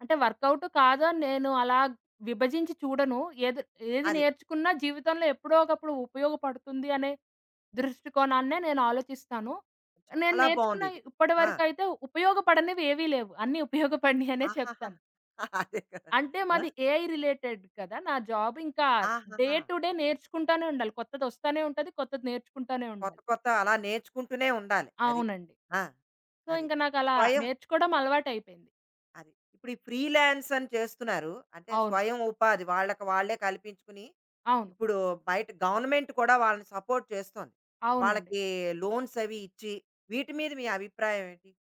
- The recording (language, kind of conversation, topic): Telugu, podcast, వైద్యం, ఇంజనీరింగ్ కాకుండా ఇతర కెరీర్ అవకాశాల గురించి మీరు ఏమి చెప్పగలరు?
- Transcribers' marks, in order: laughing while speaking: "అన్నీ ఉపయోగపడినయి అనే చెప్తాను"; laughing while speaking: "అదే కదా!"; in English: "ఏఐ రిలేటెడ్"; in English: "జాబ్"; in English: "డే టు డే"; in English: "సో"; in English: "గవర్నమెంట్"; in English: "సపోర్ట్"